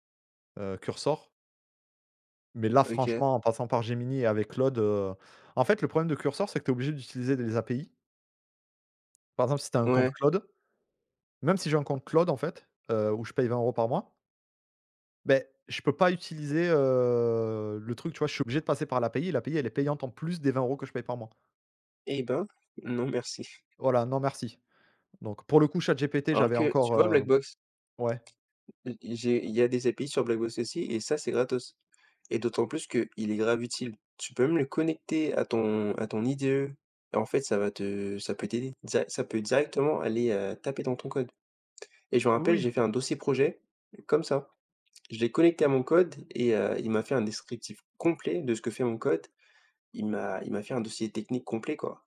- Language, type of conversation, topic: French, unstructured, Comment la technologie change-t-elle notre façon d’apprendre aujourd’hui ?
- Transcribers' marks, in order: drawn out: "heu"; tapping; stressed: "complet"